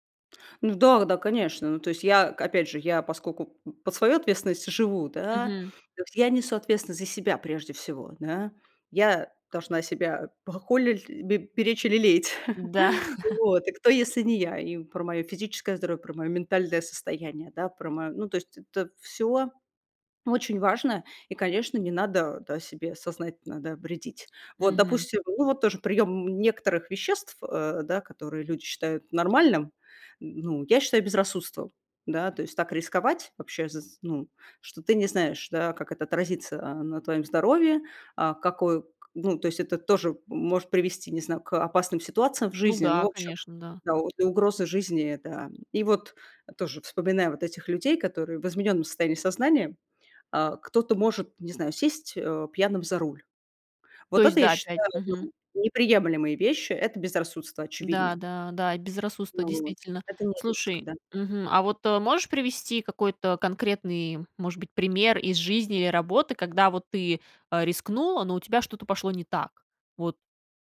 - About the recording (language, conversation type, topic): Russian, podcast, Как ты отличаешь риск от безрассудства?
- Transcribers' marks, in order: laughing while speaking: "Да!"; chuckle; tapping